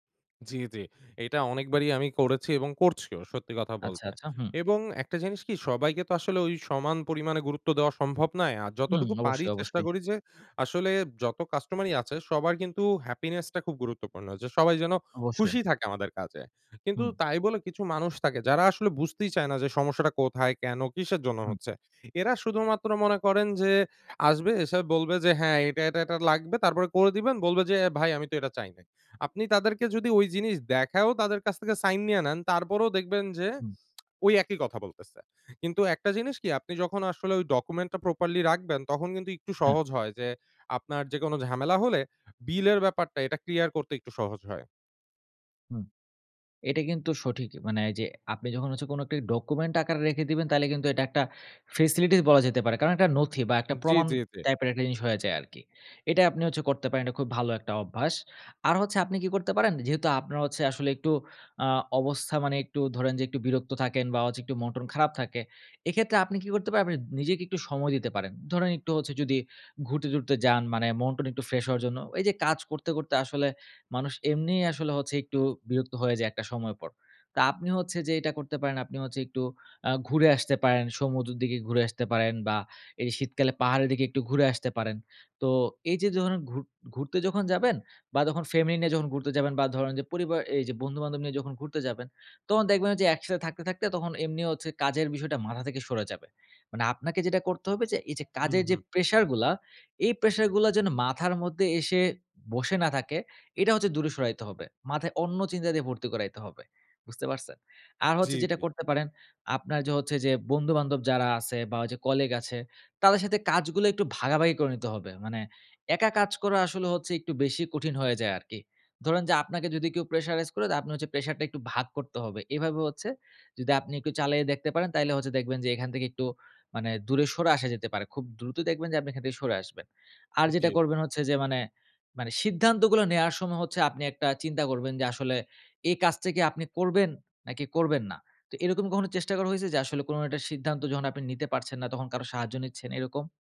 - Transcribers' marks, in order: "নয়" said as "নায়"; tapping; in English: "happiness"; in English: "sign"; lip smack; in English: "document"; in English: "properly"; "একটু" said as "ইক্টু"; in English: "bill"; in English: "clear"; in English: "document"; in English: "facility"; in English: "type"; "যখন" said as "যহনো"; "ফ্যামিলি" said as "ফেমিনি"; "যখন" said as "যহন"; "তখন" said as "তহন"; in English: "pressure"; in English: "pressure"; in English: "colleague"; in English: "pressurize"; in English: "pressure"; "চালিয়ে" said as "চালাইয়ে"
- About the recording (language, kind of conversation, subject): Bengali, advice, হঠাৎ জরুরি কাজ এসে আপনার ব্যবস্থাপনা ও পরিকল্পনা কীভাবে বিঘ্নিত হয়?